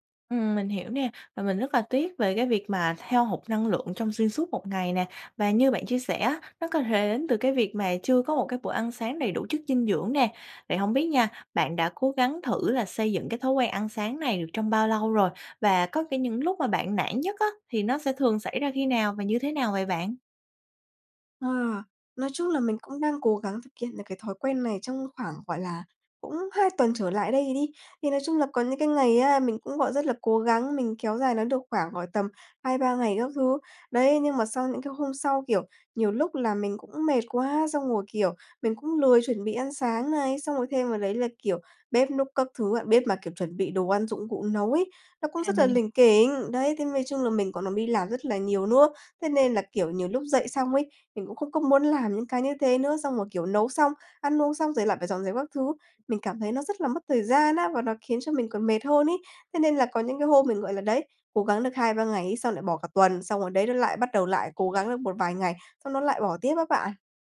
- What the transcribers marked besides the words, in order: other background noise; tapping
- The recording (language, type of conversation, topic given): Vietnamese, advice, Làm sao để duy trì một thói quen mới mà không nhanh nản?